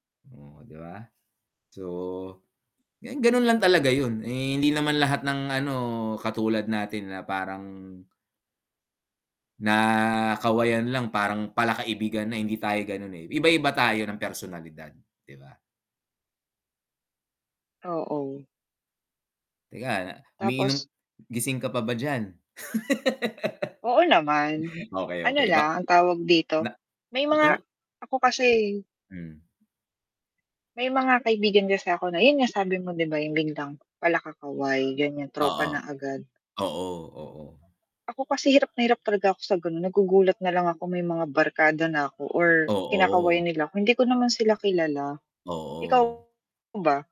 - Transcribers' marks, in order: laugh; tapping; distorted speech
- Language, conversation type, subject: Filipino, unstructured, Ano ang pananaw mo sa pagkakaroon ng matalik na kaibigan?